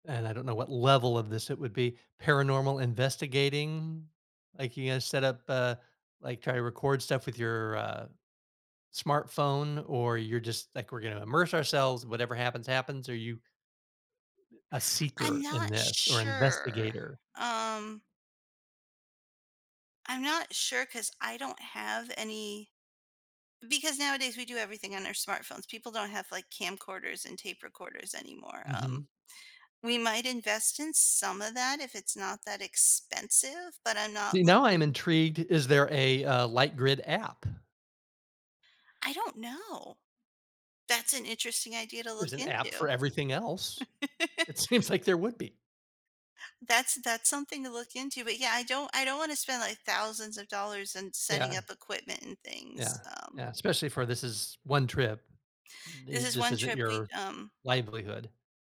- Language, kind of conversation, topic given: English, advice, How do I plan my dream vacation?
- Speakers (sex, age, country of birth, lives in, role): female, 45-49, United States, United States, user; male, 55-59, United States, United States, advisor
- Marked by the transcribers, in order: other background noise; drawn out: "sure"; tapping; laughing while speaking: "It seems"; laugh